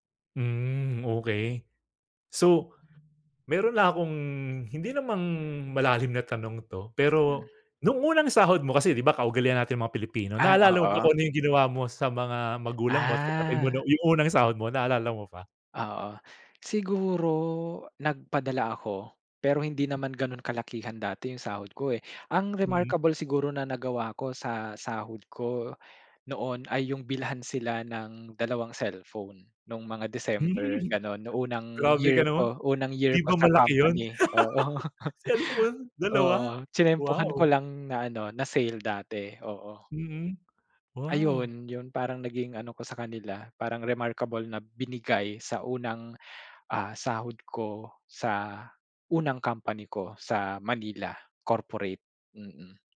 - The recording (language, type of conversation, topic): Filipino, podcast, Ano ang ginampanang papel ng pamilya mo sa edukasyon mo?
- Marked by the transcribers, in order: in English: "remarkable"; laugh; chuckle; in English: "remarkable"